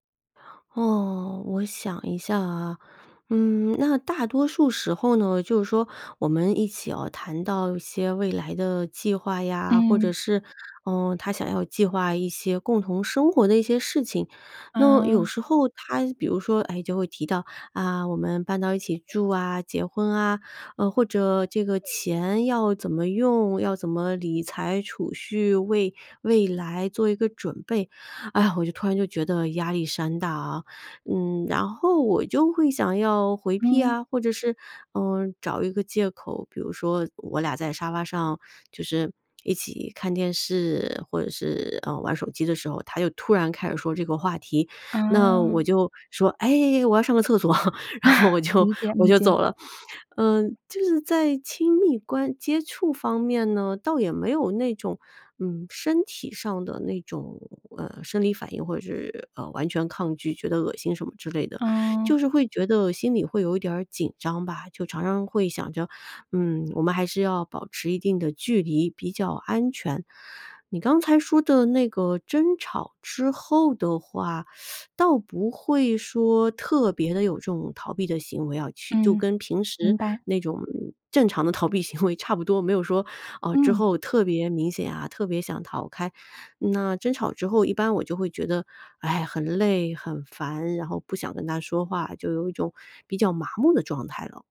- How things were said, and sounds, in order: other background noise; afraid: "哎呀"; chuckle; laughing while speaking: "然后我就 我就走了"; chuckle; teeth sucking; laughing while speaking: "逃避行为"
- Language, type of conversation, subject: Chinese, advice, 为什么我总是反复逃避与伴侣的亲密或承诺？